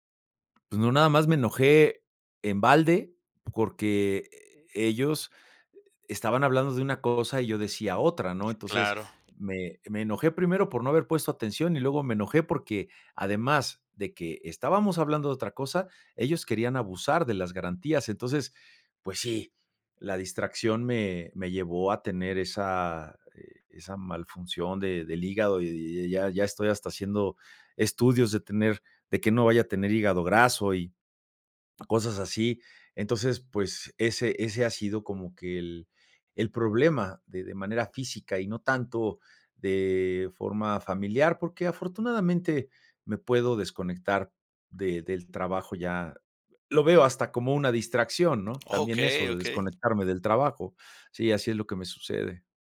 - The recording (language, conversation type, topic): Spanish, advice, ¿Qué distracciones frecuentes te impiden concentrarte en el trabajo?
- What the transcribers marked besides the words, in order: tapping; other background noise; swallow